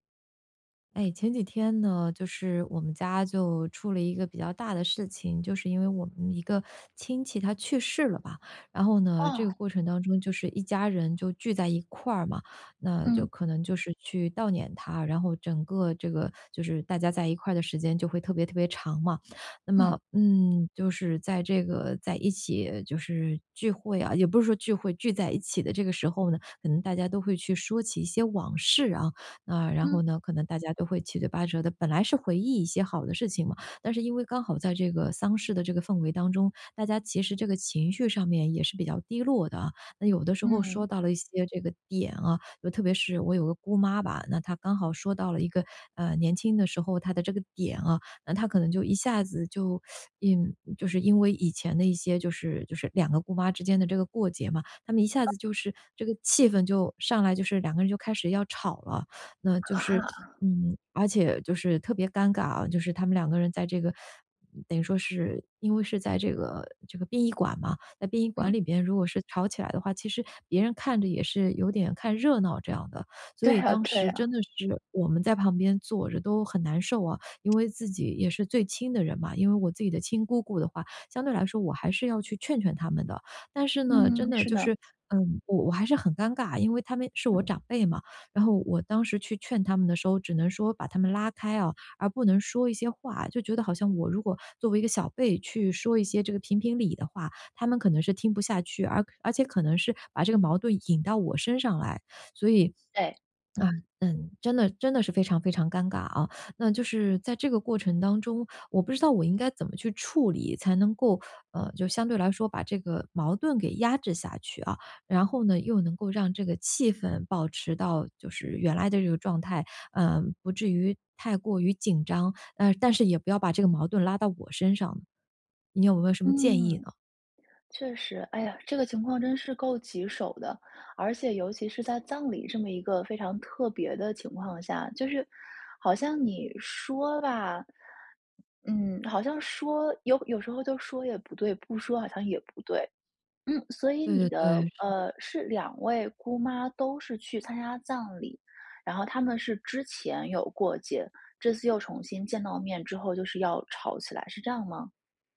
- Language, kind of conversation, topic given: Chinese, advice, 如何在朋友聚会中妥善处理争吵或尴尬，才能不破坏气氛？
- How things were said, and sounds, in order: teeth sucking; teeth sucking; teeth sucking; other background noise